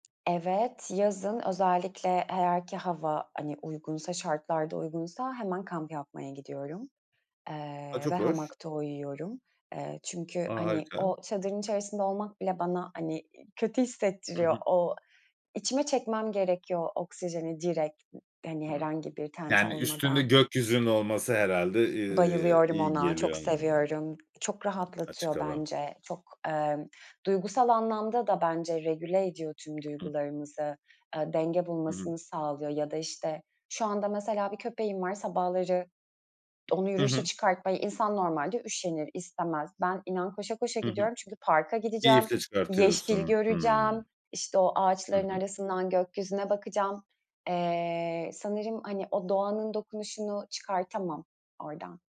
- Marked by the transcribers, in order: unintelligible speech; other background noise; tapping
- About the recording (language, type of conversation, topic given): Turkish, podcast, Şehirde doğayla bağ kurmanın pratik yolları nelerdir?